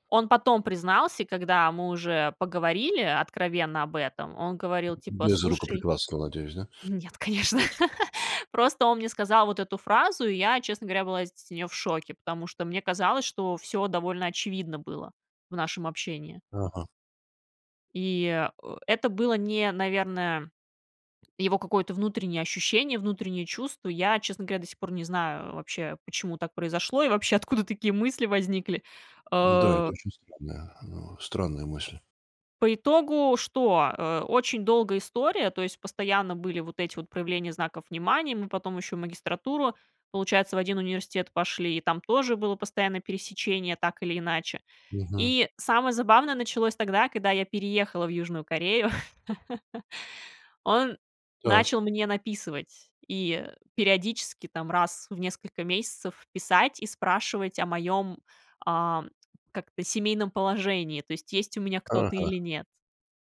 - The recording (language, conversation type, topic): Russian, podcast, Как понять, что пора заканчивать отношения?
- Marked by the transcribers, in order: tapping; other background noise; laugh; laughing while speaking: "откуда"; laugh